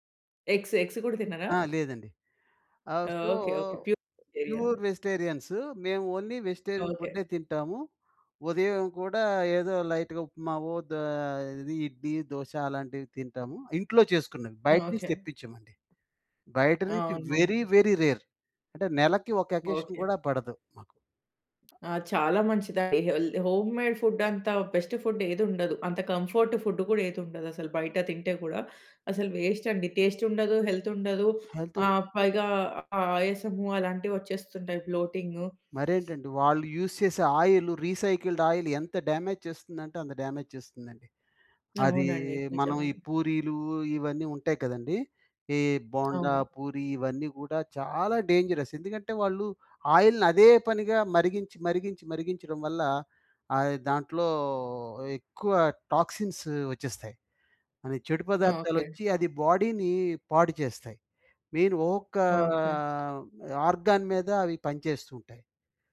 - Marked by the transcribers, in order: in English: "ఎగ్స్, ఎగ్స్"; in English: "సో, ప్యూర్ వెజిటేరియన్స్"; in English: "ప్యూర్ వెజిటెరియన్"; in English: "ఓన్లీ వెజిటేరియన్"; in English: "లైట్‌గా"; in English: "వెరీ, వెరీ రేర్"; tapping; in English: "అకేషన్"; other background noise; in English: "హోమ్ మేడ్ ఫుడ్"; in English: "బెస్ట్ ఫుడ్"; in English: "కంఫర్ట్ ఫుడ్"; in English: "వేస్ట్"; in English: "టేస్ట్"; in English: "హెల్త్"; in English: "యూజ్"; in English: "ఆయిల్, రీసైకిల్డ్ ఆయిల్"; in English: "డ్యామేజ్"; in English: "డ్యామేజ్"; in English: "డేంజరస్"; in English: "ఆయిల్‌ని"; in English: "టాక్సిన్స్"; in English: "బాడీని"; in English: "మెయిన్"; in English: "ఆర్గాన్"
- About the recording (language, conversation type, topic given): Telugu, podcast, రోజూ ఏ అలవాట్లు మానసిక ధైర్యాన్ని పెంచడంలో సహాయపడతాయి?